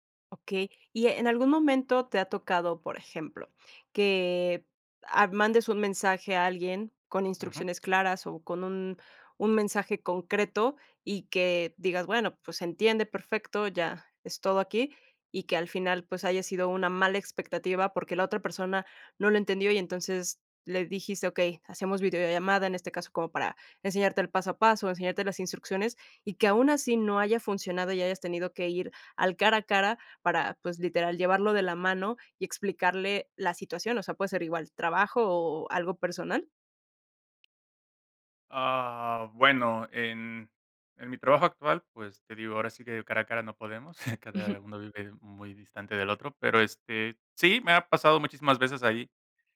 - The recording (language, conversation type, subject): Spanish, podcast, ¿Prefieres hablar cara a cara, por mensaje o por llamada?
- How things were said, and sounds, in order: drawn out: "Ah"; chuckle